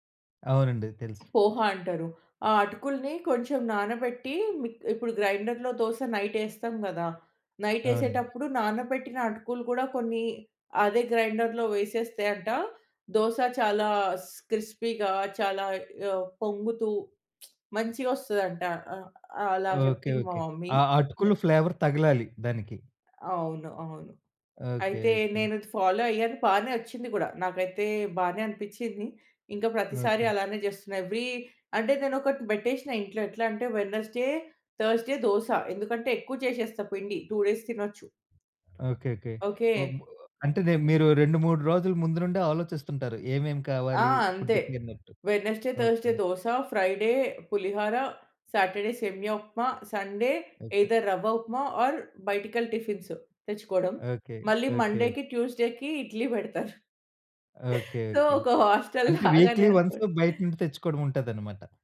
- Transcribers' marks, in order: in Hindi: "పోహ"; in English: "గ్రైండర్‌లో"; in English: "నైట్"; in English: "నైట్"; in English: "గ్రైండర్‌లో"; in English: "క్రిస్పీగా"; lip smack; in English: "మమ్మీ"; in English: "ఫ్లేవర్"; in English: "ఫాలో"; in English: "ఏవ్రీ"; in English: "వెనెస్‌డే, థర్స్‌డే"; in English: "టూ డేస్"; other background noise; in English: "ఫుడ్‌కి"; in English: "వెనెస్‌డే, థర్స్‌డే"; in English: "ఫ్రైడే"; in English: "సాటర్‌డే"; in English: "సండే ఐదర్"; in English: "ఆర్"; in English: "మండేకి, ట్యూస్‌డేకి"; laughing while speaking: "సో ఒక హాస్టల్‌లాగానే అనుకోండి"; in English: "సో"; in English: "వీక్లీ"
- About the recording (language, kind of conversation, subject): Telugu, podcast, సాధారణంగా మీరు అల్పాహారంగా ఏమి తింటారు?